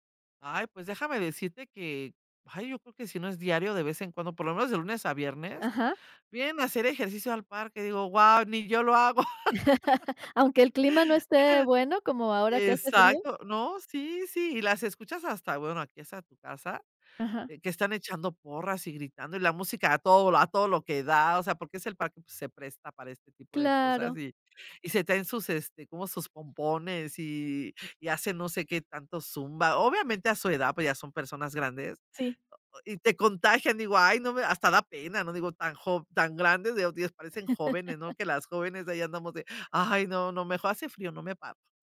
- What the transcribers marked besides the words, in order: laugh; laugh
- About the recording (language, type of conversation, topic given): Spanish, podcast, ¿Qué recuerdos tienes de comidas compartidas con vecinos o familia?